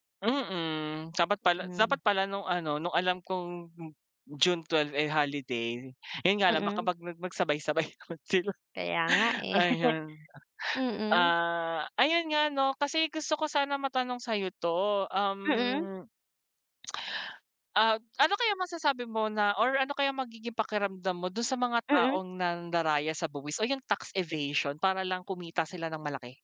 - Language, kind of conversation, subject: Filipino, unstructured, Ano ang pakiramdam mo tungkol sa mga taong nandaraya sa buwis para lang kumita?
- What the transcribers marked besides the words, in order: chuckle; laugh; in English: "tax evasion"; other background noise